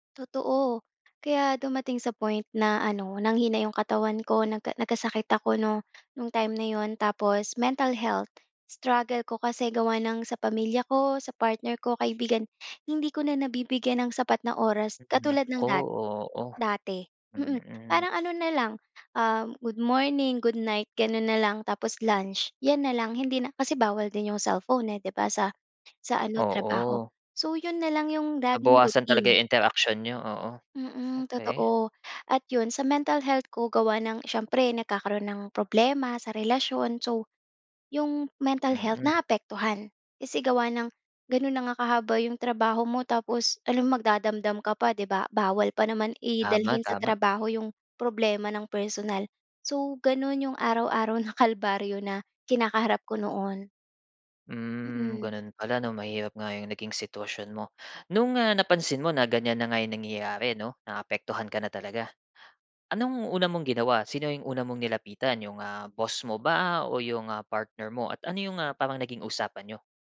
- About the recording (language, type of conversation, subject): Filipino, podcast, Ano ang pinakamahirap sa pagbabalansi ng trabaho at relasyon?
- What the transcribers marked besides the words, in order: in English: "mental health. Struggle"